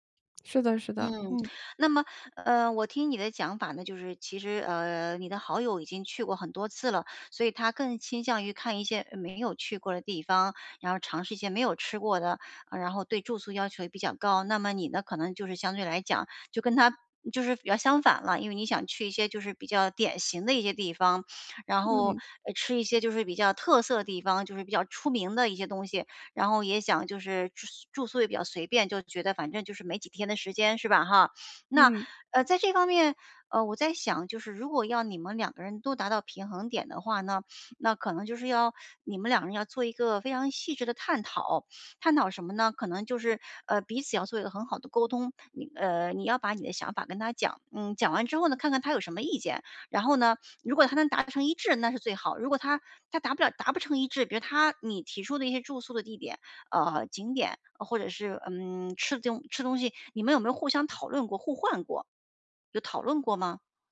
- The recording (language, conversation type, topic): Chinese, advice, 旅行时如何减轻压力并更放松？
- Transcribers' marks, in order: other background noise; sniff; sniff; sniff; sniff